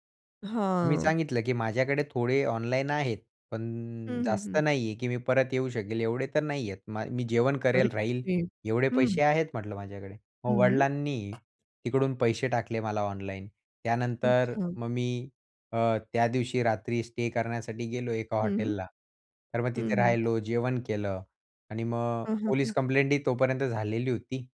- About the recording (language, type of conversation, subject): Marathi, podcast, तुमच्या प्रवासात कधी तुमचं सामान हरवलं आहे का?
- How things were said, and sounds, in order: unintelligible speech; tapping